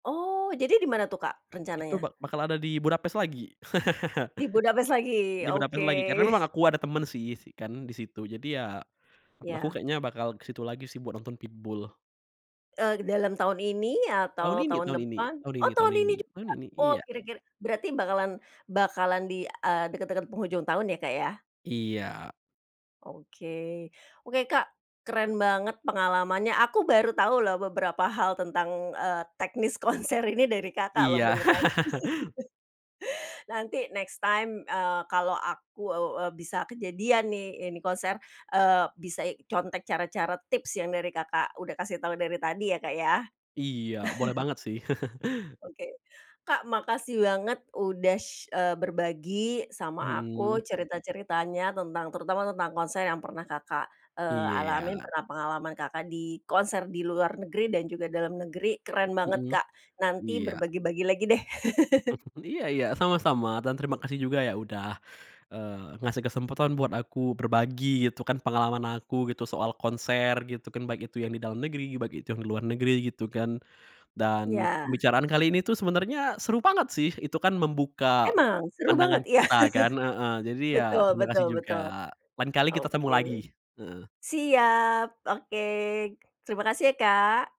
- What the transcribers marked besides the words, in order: chuckle; chuckle; laugh; in English: "next time"; chuckle; laugh; chuckle; chuckle; tapping
- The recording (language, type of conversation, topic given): Indonesian, podcast, Pengalaman konser apa yang pernah mengubah cara pandangmu tentang musik?